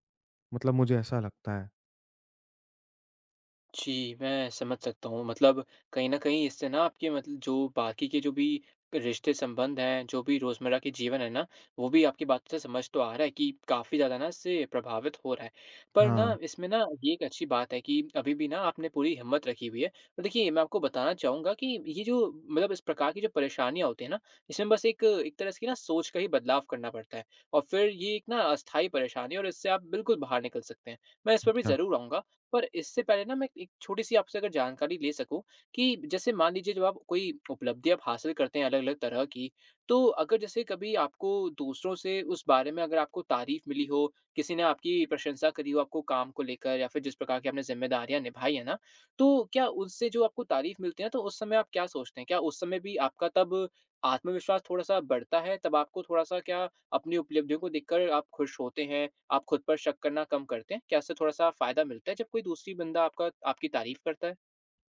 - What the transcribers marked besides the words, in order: none
- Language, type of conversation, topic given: Hindi, advice, आप अपनी उपलब्धियों को कम आँककर खुद पर शक क्यों करते हैं?